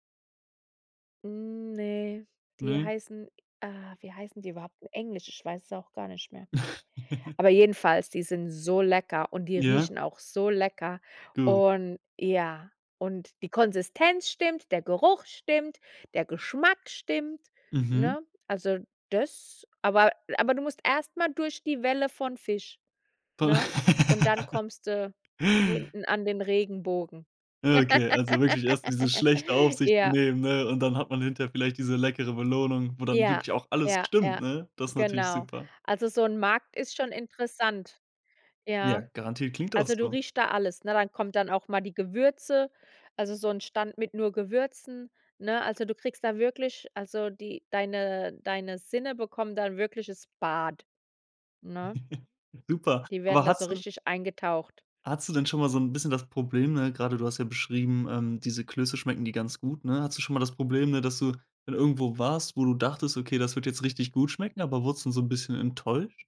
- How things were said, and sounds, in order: laugh; laugh; laugh; other background noise; laugh
- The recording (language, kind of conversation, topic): German, podcast, Welche rolle spielt der Geruch beim Entdecken neuer Geschmackswelten für dich?